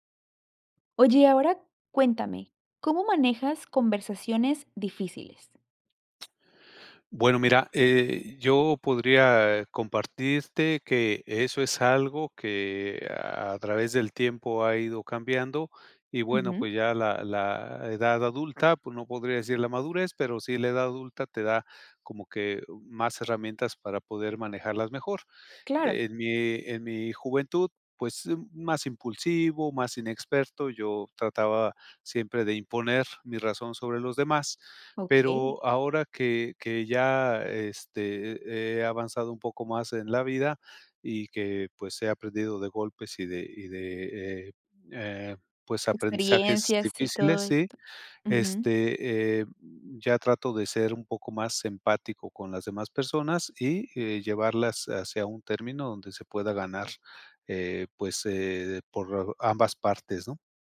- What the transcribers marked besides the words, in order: other background noise
- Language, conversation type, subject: Spanish, podcast, ¿Cómo manejas conversaciones difíciles?